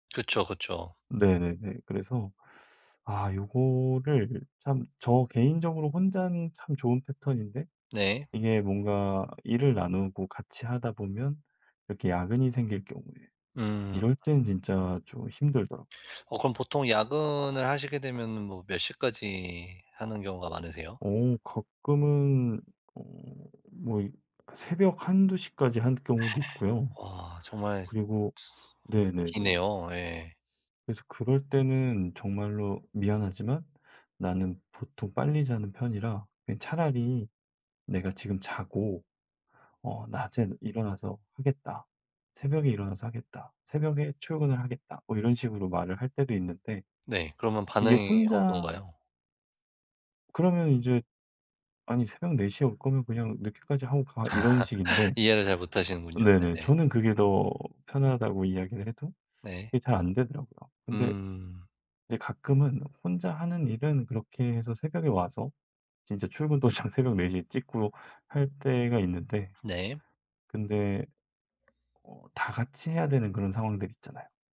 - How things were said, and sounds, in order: gasp; laugh; tapping; laughing while speaking: "도장"; other background noise
- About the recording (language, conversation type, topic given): Korean, advice, 야간 근무로 수면 시간이 뒤바뀐 상태에 적응하기가 왜 이렇게 어려울까요?